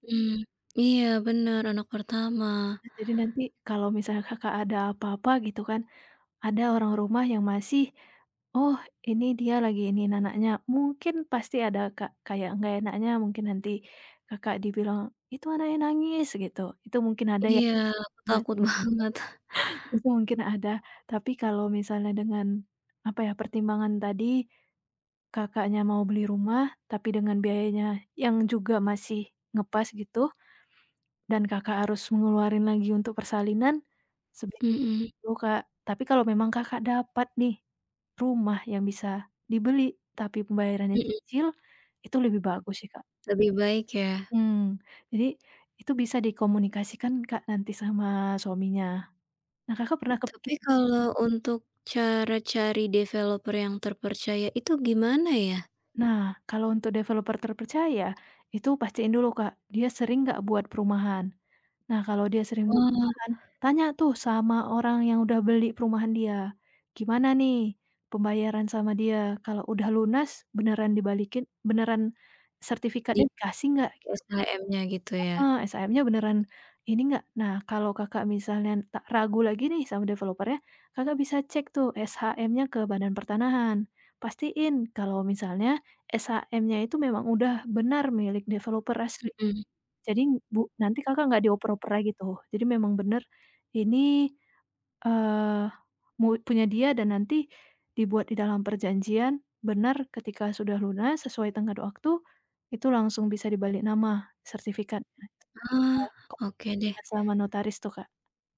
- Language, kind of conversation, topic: Indonesian, advice, Haruskah saya membeli rumah pertama atau terus menyewa?
- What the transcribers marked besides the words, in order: other noise; laughing while speaking: "banget"; other background noise; unintelligible speech; in English: "developer"; tapping; in English: "developer"; in English: "developer-nya"; in English: "developer"; unintelligible speech